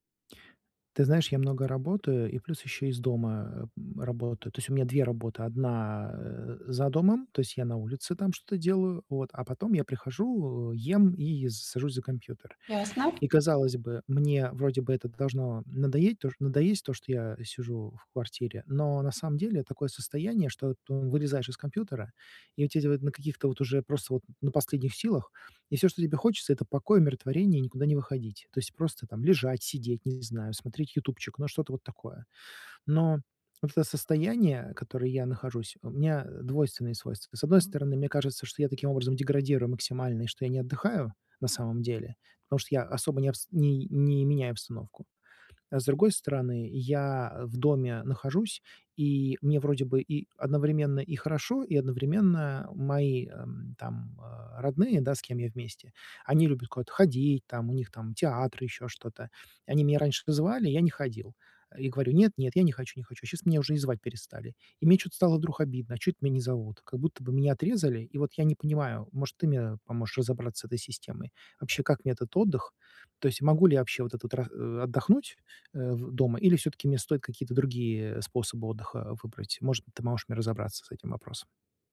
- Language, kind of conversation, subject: Russian, advice, Почему мне так трудно расслабиться и спокойно отдохнуть дома?
- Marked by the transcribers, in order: "надоесть-" said as "надоеть"